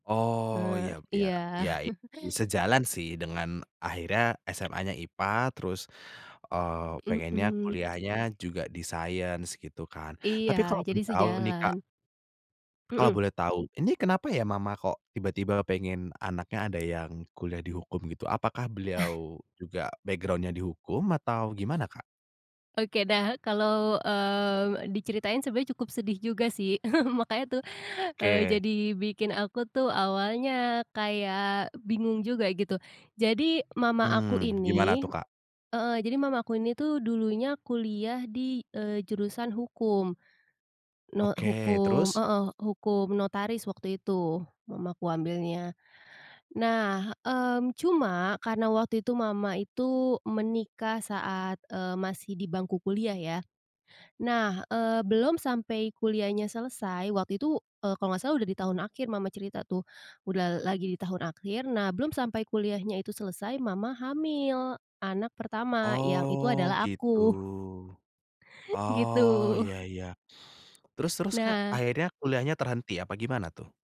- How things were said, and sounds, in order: other background noise; chuckle; tapping; in English: "science"; in English: "background-nya"; laughing while speaking: "makanya tuh"
- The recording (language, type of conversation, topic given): Indonesian, podcast, Bagaimana rasanya ketika keluarga memiliki harapan yang berbeda dari impianmu?